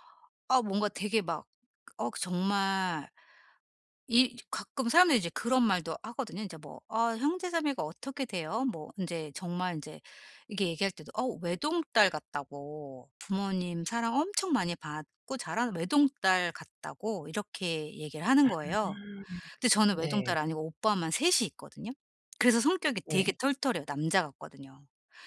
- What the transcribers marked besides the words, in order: none
- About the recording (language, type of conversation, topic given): Korean, advice, 남들이 기대하는 모습과 제 진짜 욕구를 어떻게 조율할 수 있을까요?